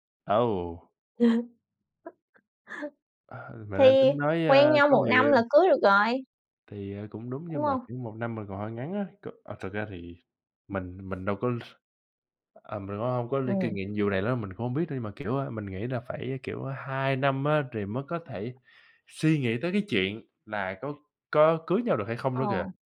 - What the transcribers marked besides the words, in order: laugh; tapping; chuckle; other background noise
- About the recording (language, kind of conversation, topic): Vietnamese, unstructured, Bạn muốn đạt được điều gì trong 5 năm tới?